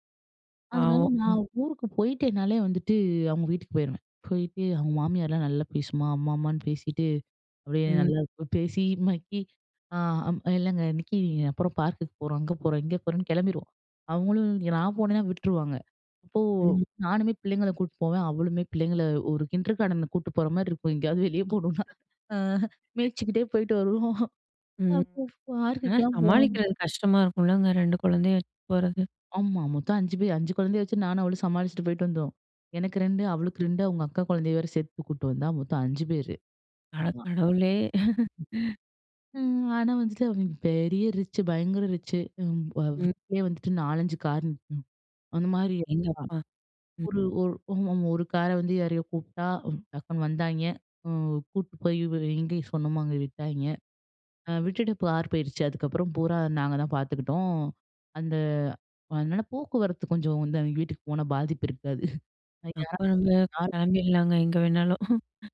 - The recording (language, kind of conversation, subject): Tamil, podcast, தூரம் இருந்தாலும் நட்பு நீடிக்க என்ன வழிகள் உண்டு?
- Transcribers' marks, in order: other background noise; other noise; in English: "கிண்டர்கார்டன"; laughing while speaking: "எங்கேயாவது வெளியே போணும்னா"; laugh; in English: "ரிச்சு"; in English: "ரிச்சு"; "பார்" said as "கார்"; chuckle